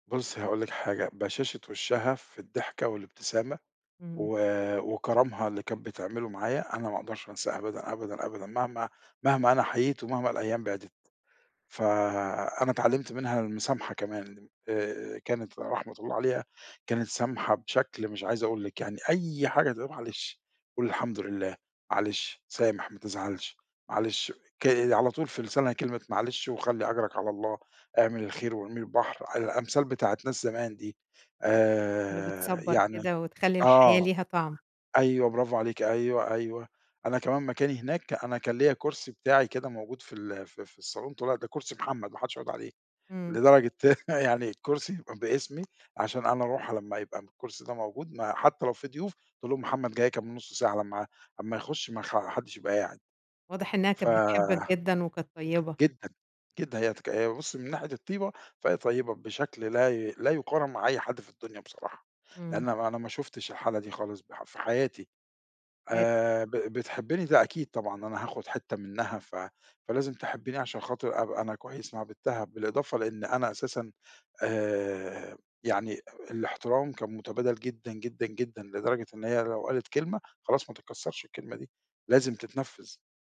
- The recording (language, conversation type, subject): Arabic, podcast, احكيلي عن مكان حسّيت فيه بالكرم والدفء؟
- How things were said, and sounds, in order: chuckle; unintelligible speech